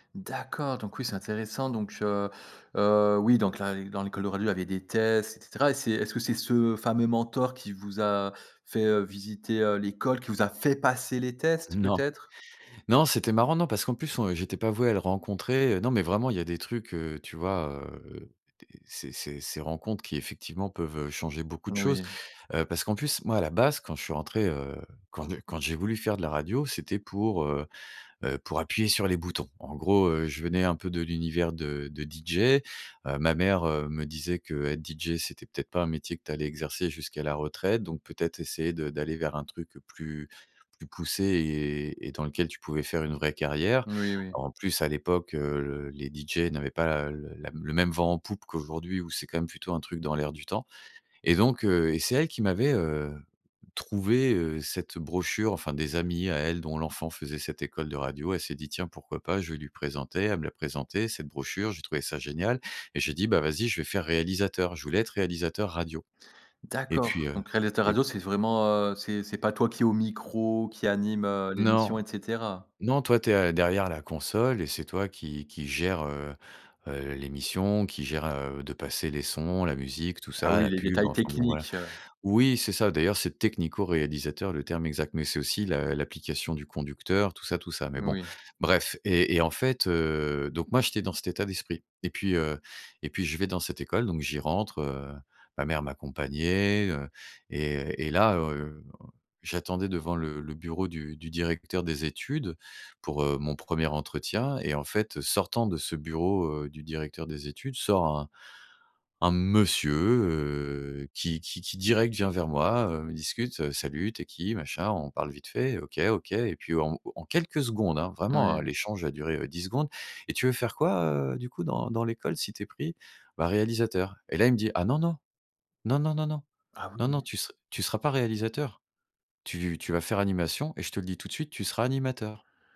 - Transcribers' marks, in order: stressed: "fait"; other background noise; stressed: "monsieur"; drawn out: "heu"
- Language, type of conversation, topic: French, podcast, Peux-tu me parler d’un mentor qui a tout changé pour toi ?